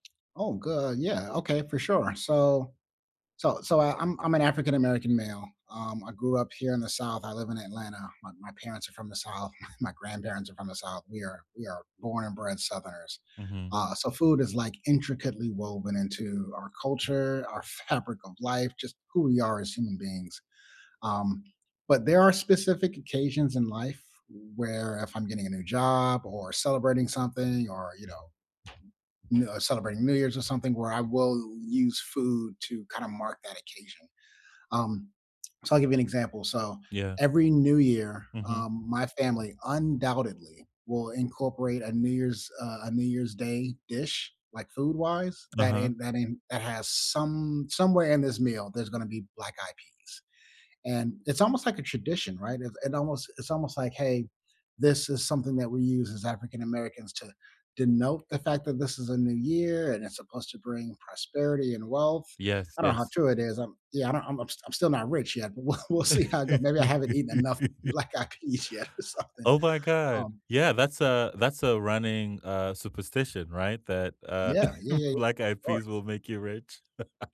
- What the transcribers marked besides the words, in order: tapping; chuckle; laughing while speaking: "fabric"; other background noise; laughing while speaking: "but we'll"; laugh; laughing while speaking: "black-eyed peas yet or something"; chuckle; laugh
- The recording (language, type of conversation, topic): English, unstructured, How do you use food to mark life transitions, like starting a new job, moving, or saying goodbye?
- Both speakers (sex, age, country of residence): male, 25-29, United States; male, 40-44, United States